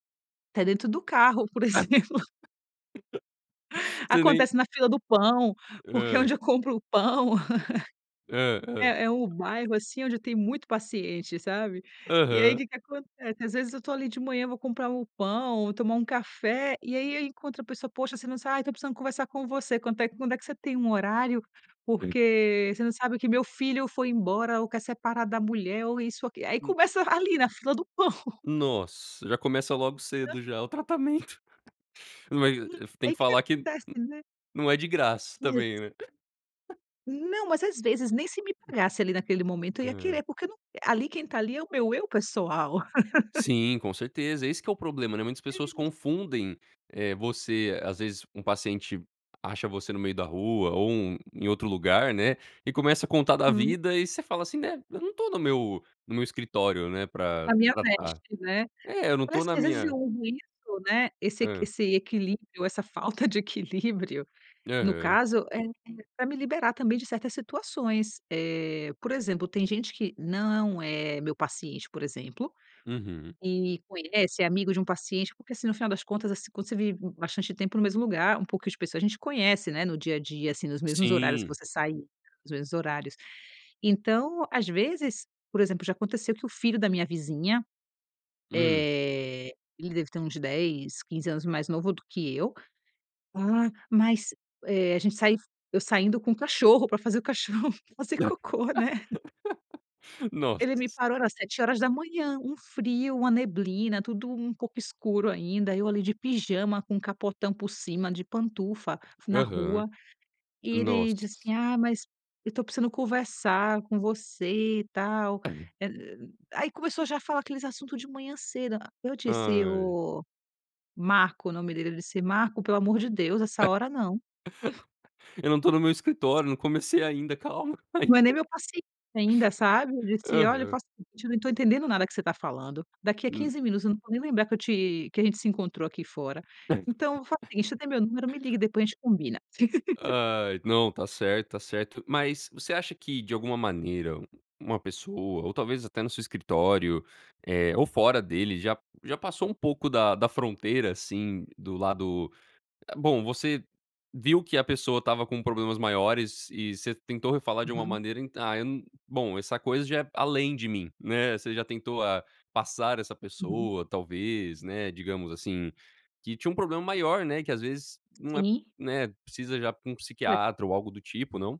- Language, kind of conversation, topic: Portuguese, podcast, Como você equilibra o lado pessoal e o lado profissional?
- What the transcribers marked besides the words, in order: laugh; laughing while speaking: "exemplo"; laugh; laugh; unintelligible speech; laughing while speaking: "pão"; laugh; unintelligible speech; laugh; other noise; laugh; laugh; laughing while speaking: "fazer cocô"; unintelligible speech; laugh; chuckle; chuckle; unintelligible speech; laugh